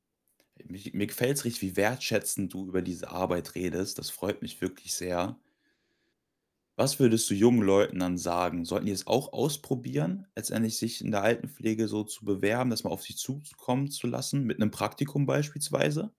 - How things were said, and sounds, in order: other background noise
- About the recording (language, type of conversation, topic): German, podcast, Was bedeutet Arbeit für dich, abgesehen vom Geld?